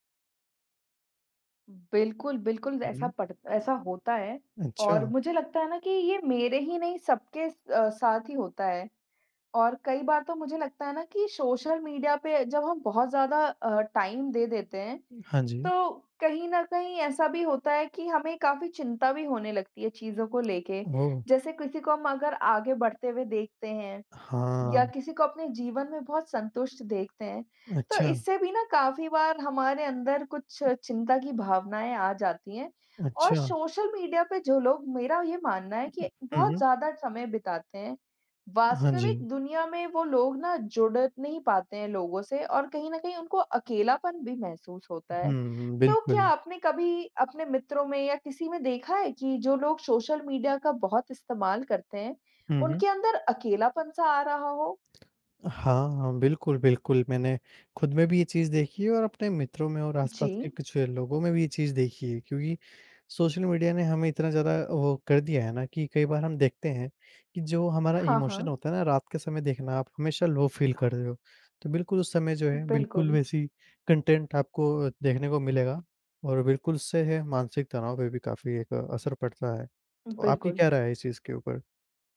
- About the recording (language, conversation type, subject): Hindi, unstructured, क्या सोशल मीडिया का आपकी मानसिक सेहत पर असर पड़ता है?
- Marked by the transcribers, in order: in English: "टाइम"; tapping; other noise; in English: "इमोशन"; in English: "लो फ़ील"; in English: "कंटेंट"